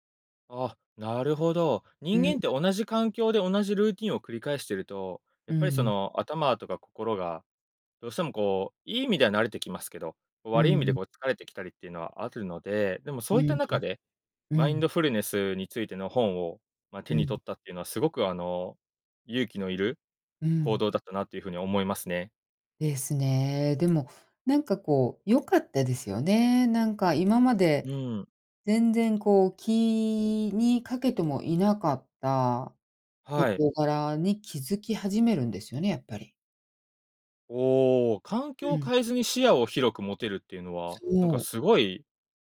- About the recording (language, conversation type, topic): Japanese, podcast, 都会の公園でもできるマインドフルネスはありますか？
- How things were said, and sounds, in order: other background noise